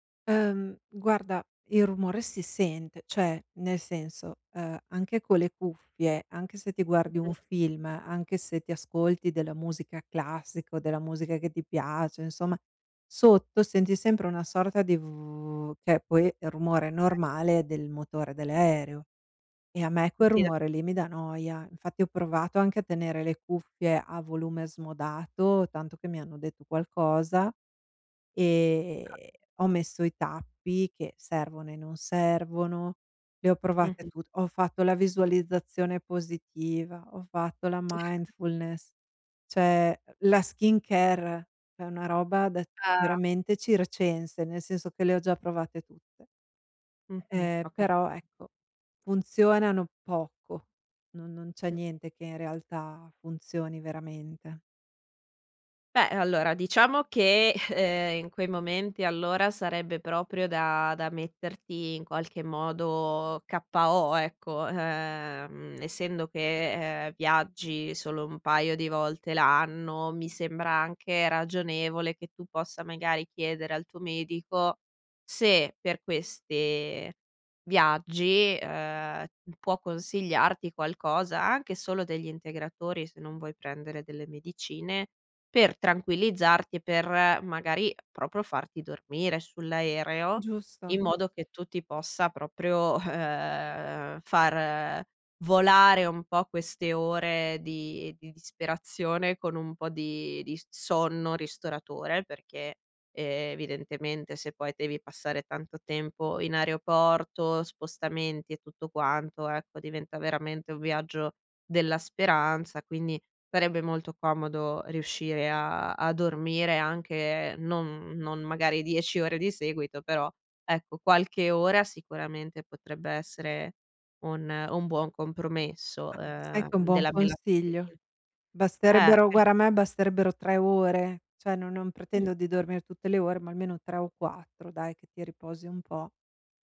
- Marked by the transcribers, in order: other background noise; drawn out: "v"; unintelligible speech; tapping; chuckle; in English: "mindfulness"; unintelligible speech; laughing while speaking: "ehm"; "proprio" said as "propio"; laughing while speaking: "ehm"; "guarda" said as "guara"
- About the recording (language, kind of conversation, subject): Italian, advice, Come posso gestire lo stress e l’ansia quando viaggio o sono in vacanza?